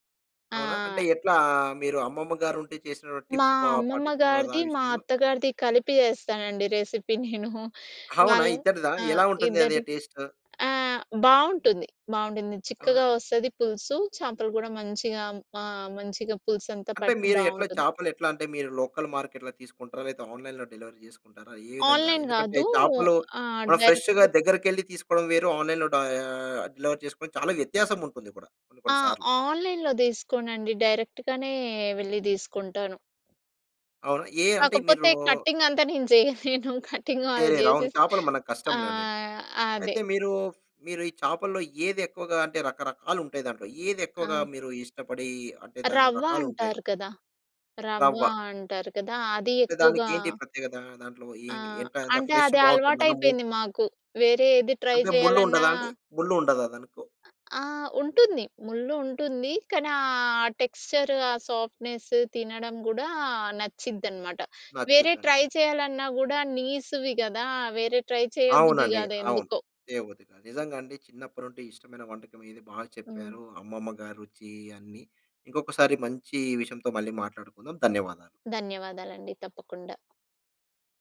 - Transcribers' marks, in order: in English: "టిప్స్"; laughing while speaking: "రెసిపీ నేనూ"; in English: "రెసిపీ"; in English: "టేస్ట్?"; in English: "లోకల్ మార్కెట్‌లో"; in English: "ఆన్‌లైన్‌లో డెలివరీ"; in English: "ఆన్‌లైన్"; in English: "డైరెక్ట్‌గా"; in English: "ఫ్రెష్‌గా"; in English: "ఆన్‌లైన్‌లో"; in English: "డెలివరీ"; in English: "ఆన్‌లైన్‌లో"; in English: "డైరెక్ట్‌గానే"; in English: "కటింగ్"; laughing while speaking: "నేను జెయ్యలేను కటింగ్ ఆళ్ళు జేసేసి"; in English: "కటింగ్"; in English: "ఫ్లష్"; in English: "ట్రై"; other background noise; in English: "ట్రై"; in English: "ట్రై"
- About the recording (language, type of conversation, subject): Telugu, podcast, చిన్నప్పుడు మీకు అత్యంత ఇష్టమైన వంటకం ఏది?